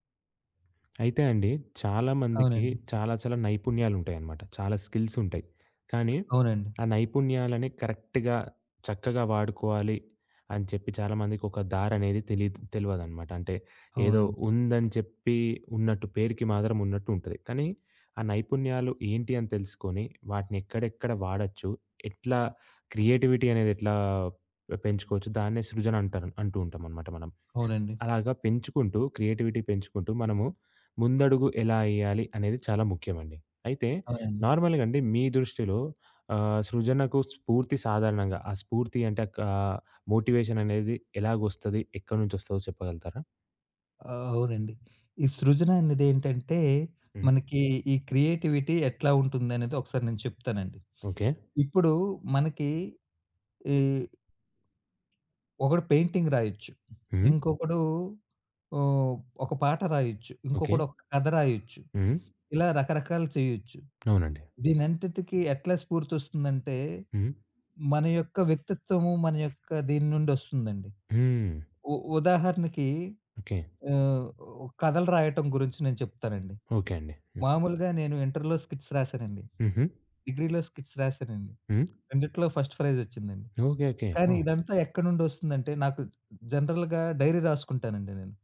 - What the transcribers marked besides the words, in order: tapping; in English: "స్కిల్స్"; in English: "కరెక్ట్‌గా"; in English: "క్రియేటివిటీ"; in English: "క్రియేటివిటీ"; in English: "నార్మల్‌గా"; in English: "మోటివేషన్"; in English: "క్రియేటివిటీ"; in English: "పెయింటింగ్"; in English: "స్కిట్స్"; in English: "స్కిట్స్"; in English: "ఫస్ట్ ఫ్రైజ్"; in English: "జనరల్‌గా డైరీ"
- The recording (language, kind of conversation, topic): Telugu, podcast, సృజనకు స్ఫూర్తి సాధారణంగా ఎక్కడ నుంచి వస్తుంది?